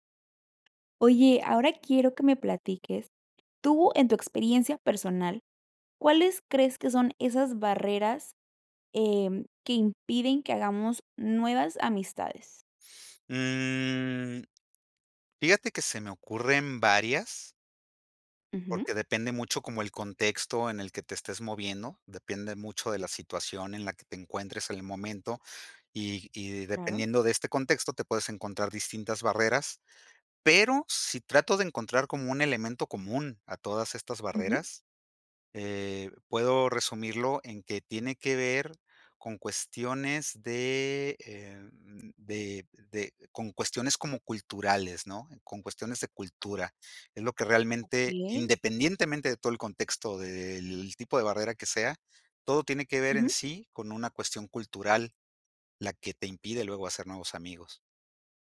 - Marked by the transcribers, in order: tapping
- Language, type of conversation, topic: Spanish, podcast, ¿Qué barreras impiden que hagamos nuevas amistades?